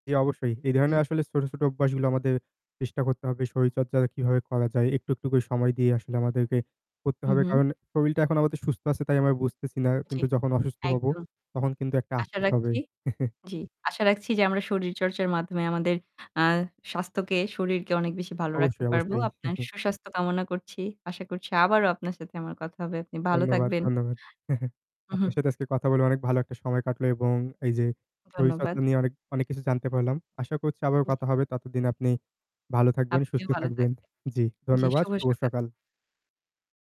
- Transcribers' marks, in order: static; scoff; chuckle; chuckle; distorted speech
- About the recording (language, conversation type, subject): Bengali, unstructured, শরীরচর্চা করার ফলে তোমার জীবনধারায় কী কী পরিবর্তন এসেছে?
- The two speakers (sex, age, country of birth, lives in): female, 20-24, Bangladesh, Bangladesh; male, 20-24, Bangladesh, Bangladesh